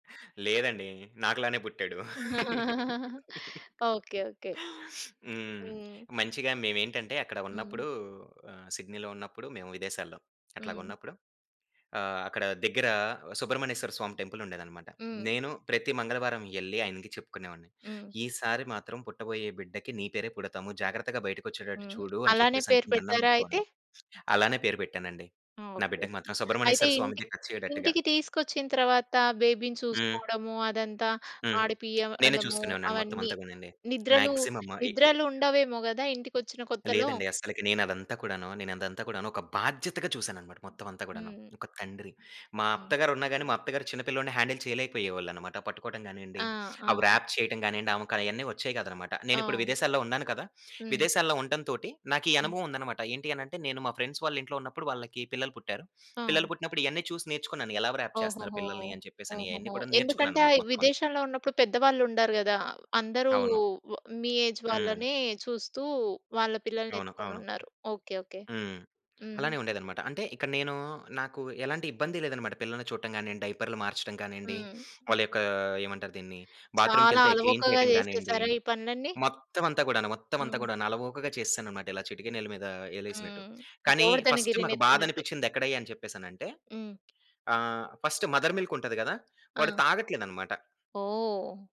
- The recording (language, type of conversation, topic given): Telugu, podcast, మొదటి బిడ్డ పుట్టే సమయంలో మీ అనుభవం ఎలా ఉండేది?
- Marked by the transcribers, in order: laugh; sniff; laugh; tapping; other noise; in English: "బేబీని"; in English: "మాక్సిమం"; in English: "హ్యాండిల్"; in English: "వ్రాప్"; in English: "ఫ్రెండ్స్"; sniff; in English: "వ్రాప్"; in English: "ఏజ్"; in English: "బాత్రూమ్"; in English: "క్లీన్"; in English: "ఫస్ట్"; in English: "ఫస్ట్ మదర్"